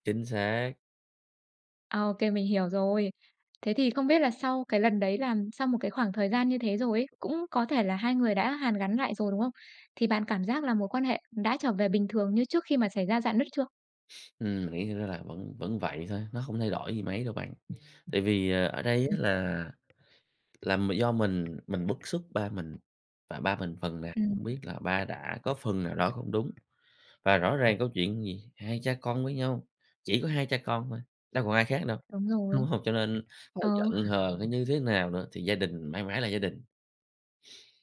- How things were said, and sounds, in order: alarm; tapping; laughing while speaking: "hông?"; sniff
- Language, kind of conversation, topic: Vietnamese, podcast, Bạn có kinh nghiệm nào về việc hàn gắn lại một mối quan hệ gia đình bị rạn nứt không?